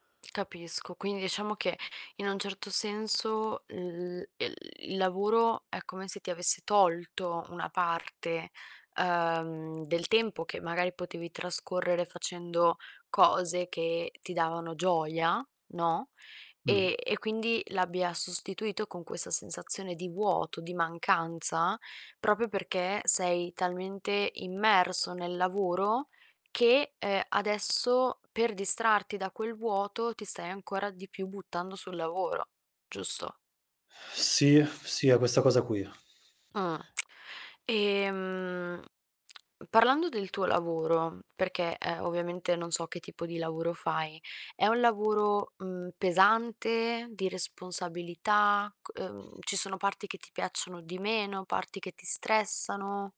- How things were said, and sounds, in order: other background noise; distorted speech; "proprio" said as "propio"; static; tapping; drawn out: "Ehm"
- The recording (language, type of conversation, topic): Italian, advice, Perché provo un senso di vuoto nonostante il successo lavorativo?